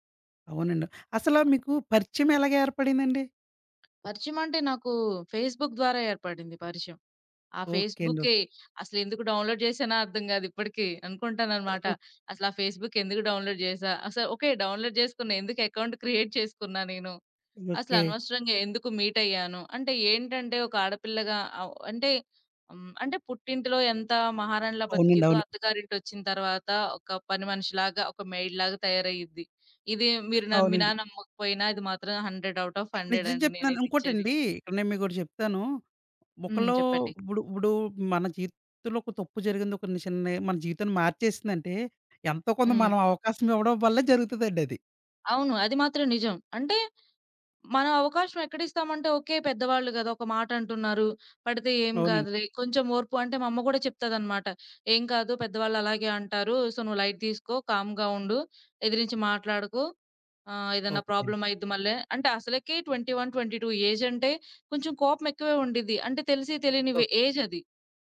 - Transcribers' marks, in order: tapping; other background noise; in English: "ఫేస్‌బుక్"; in English: "డౌన్‌లోడ్"; in English: "ఫేస్‌బుక్"; in English: "డౌన్‌లోడ్"; in English: "డౌన్‌లోడ్"; in English: "ఎకౌంట్ క్రియేట్"; in English: "మెయిడ్‌లాగా"; in English: "హండ్రెడ్ ఔట్ ఆఫ్"; in English: "సో"; in English: "లైట్"; in English: "కామ్‌గా"; in English: "ట్వెంటీ వన్ ట్వెంటీ టూ ఏజ్"
- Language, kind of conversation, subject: Telugu, podcast, ఒక చిన్న నిర్ణయం మీ జీవితాన్ని ఎలా మార్చిందో వివరించగలరా?